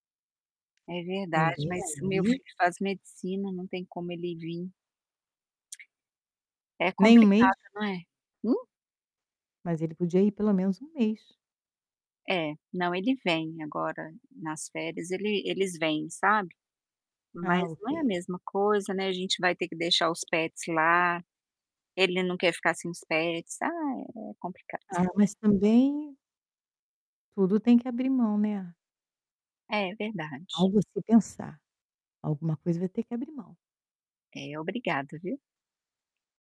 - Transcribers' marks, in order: tapping; distorted speech; other background noise; in English: "pets"; in English: "pets"; chuckle
- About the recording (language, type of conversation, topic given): Portuguese, advice, Como lidar com as diferenças nos planos de vida sobre filhos, carreira ou mudança de cidade?